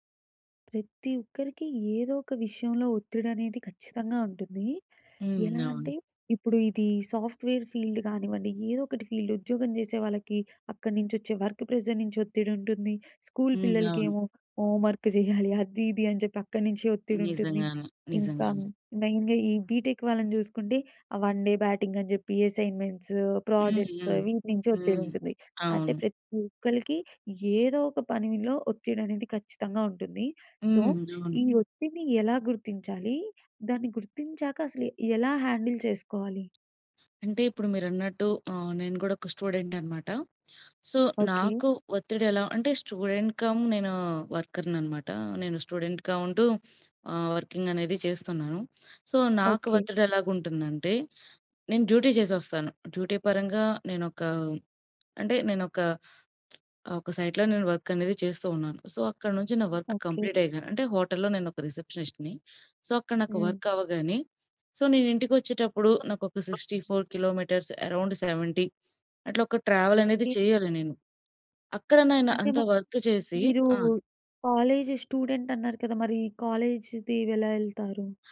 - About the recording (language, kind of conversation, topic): Telugu, podcast, మీరు ఒత్తిడిని ఎప్పుడు గుర్తించి దాన్ని ఎలా సమర్థంగా ఎదుర్కొంటారు?
- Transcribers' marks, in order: in English: "సాఫ్ట్‌వేర్ ఫీల్డ్"; in English: "ఫీల్డ్"; in English: "వర్క్ ప్రెజర్"; in English: "హోంవర్క్"; other background noise; in English: "మెయిన్‌గా"; in English: "బీటెక్"; in English: "వన్ డే బ్యాటింగ్"; in English: "సో"; in English: "హ్యాండిల్"; in English: "స్టూడెంట్"; in English: "సో"; in English: "స్టూడెంట్ కమ్"; in English: "వర్కర్‌ని"; in English: "స్టూడెంట్‌గా"; in English: "వర్కింగ్"; in English: "సో"; in English: "డ్యూటీ"; in English: "డ్యూటీ"; lip smack; in English: "సైట్‌లో"; in English: "వర్క్"; in English: "సో"; in English: "వర్క్ కంప్లీట్"; in English: "హోటల్‌లో"; in English: "రిసెప్షనిస్ట్‌ని. సో"; in English: "వర్క్"; in English: "సో"; in English: "సిక్స్టీ ఫోర్ కిలోమీటర్స్ అరౌండ్ సెవెంటీ"; in English: "ట్రావెల్"; in English: "వర్క్"; in English: "కాలేజ్ స్టూడెంట్"